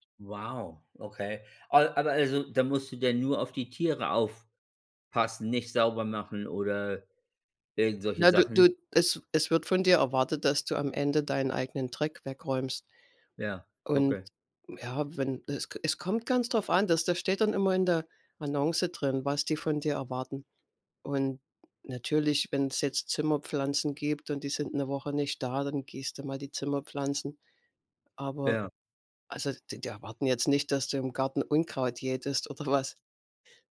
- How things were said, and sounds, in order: none
- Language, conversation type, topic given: German, unstructured, Wie sparst du am liebsten Geld?